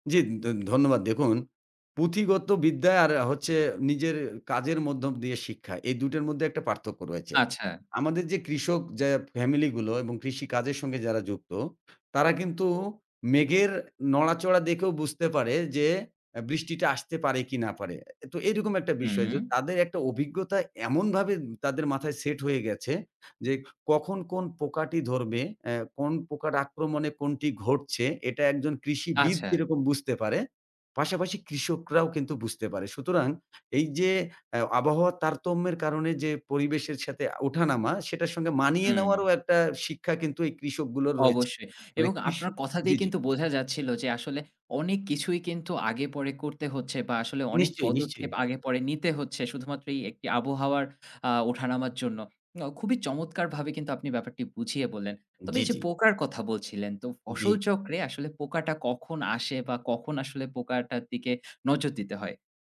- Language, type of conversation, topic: Bengali, podcast, বার্ষিক ফসলের মৌসুমি চক্র নিয়ে আপনার কি কোনো ব্যক্তিগত অভিজ্ঞতা আছে?
- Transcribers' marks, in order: tapping; "রয়েছে" said as "রয়েচে"; other background noise